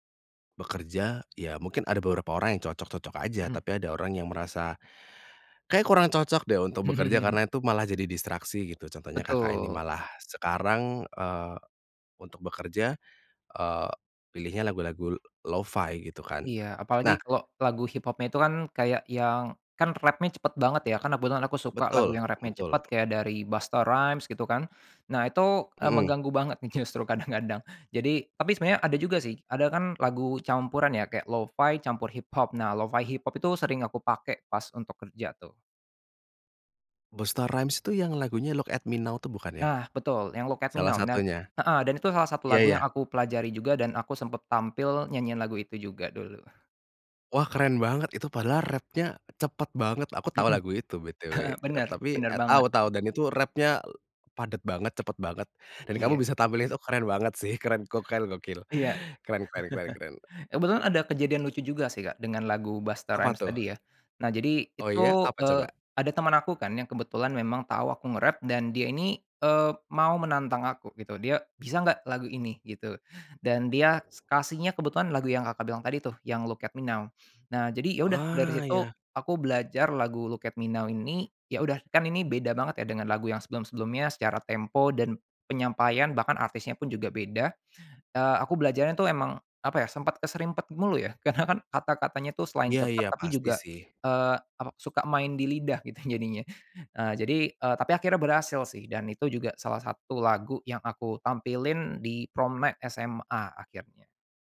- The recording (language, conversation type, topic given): Indonesian, podcast, Lagu apa yang membuat kamu merasa seperti pulang atau merasa nyaman?
- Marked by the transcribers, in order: chuckle; tapping; other background noise; chuckle; chuckle; chuckle